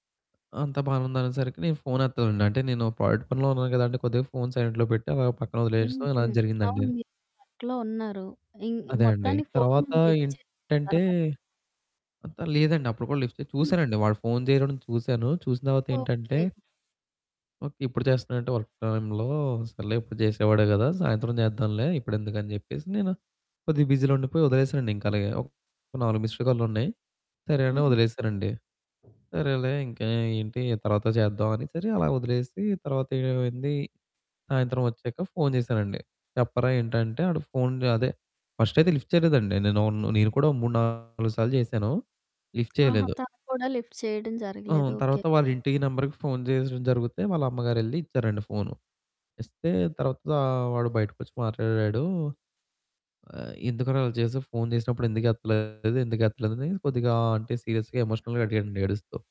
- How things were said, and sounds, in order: in English: "ప్రాజెక్ట్"; in English: "సైలెంట్‍లో"; static; distorted speech; in English: "ప్రాజెక్ట్‌లో"; in English: "లిఫ్ట్"; in English: "లిఫ్ట్"; other background noise; in English: "వర్క్ టైమ్‌లో"; in English: "బిజీలో"; in English: "మిస్డ్"; in English: "ఫస్ట్"; in English: "లిఫ్ట్"; in English: "లిఫ్ట్"; tapping; in English: "లిఫ్ట్"; in English: "సీరియస్‍గా ఎమోషనల్‍గా"
- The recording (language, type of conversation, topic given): Telugu, podcast, తప్పు చేసినందువల్ల నమ్మకం కోల్పోయిన తర్వాత, దాన్ని మీరు తిరిగి ఎలా సంపాదించుకున్నారు?